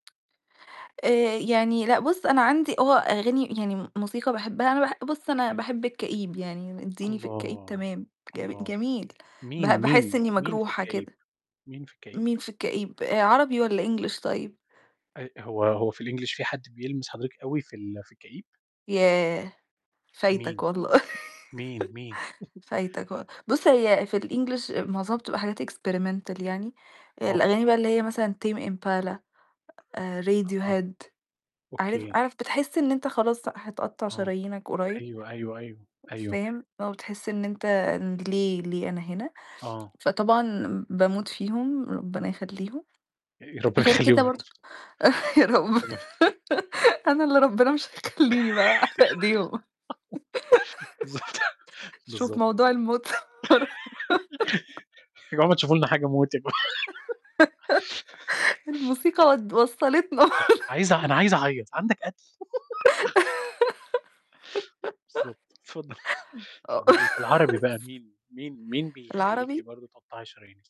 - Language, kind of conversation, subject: Arabic, unstructured, إيه دور الموسيقى في تحسين مزاجك كل يوم؟
- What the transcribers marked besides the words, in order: in English: "English"; in English: "الEnglish"; chuckle; in English: "الEnglish"; chuckle; in English: "Experimental"; laughing while speaking: "تما"; chuckle; laugh; laughing while speaking: "أنا اللي ربنا مش هيخلّيني بقى ايديهم"; laugh; laughing while speaking: "بالضبط"; laugh; laughing while speaking: "الموسيقى ود وصلتنا"; laugh; laugh; giggle; laugh; laughing while speaking: "آه"; laughing while speaking: "اتفضلي"; chuckle